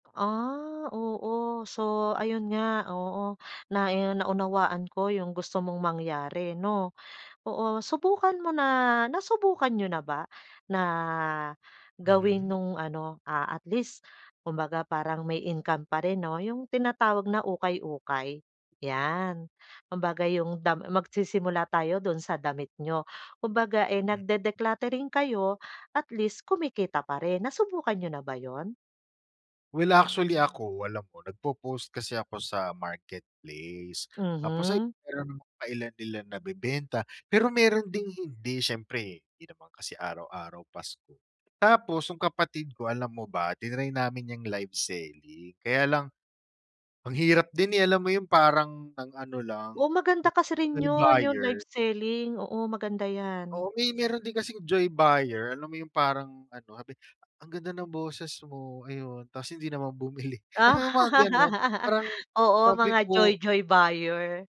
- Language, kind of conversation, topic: Filipino, advice, Bakit nahihirapan akong magbawas ng mga gamit kahit hindi ko naman ginagamit?
- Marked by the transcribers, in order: in English: "joy buyer"; in English: "joy buyer"; "sabi" said as "habi"; laugh; in English: "joy-joy buyer"